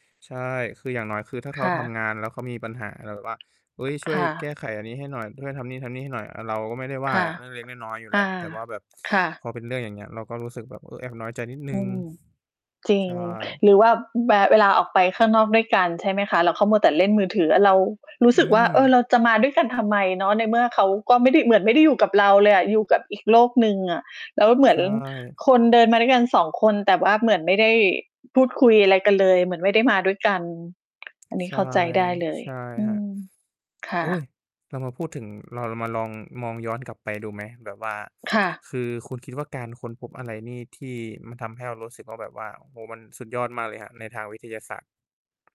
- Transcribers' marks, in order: distorted speech; other background noise; tapping
- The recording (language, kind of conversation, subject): Thai, unstructured, การค้นพบทางวิทยาศาสตร์ส่งผลต่อชีวิตประจำวันของเราอย่างไร?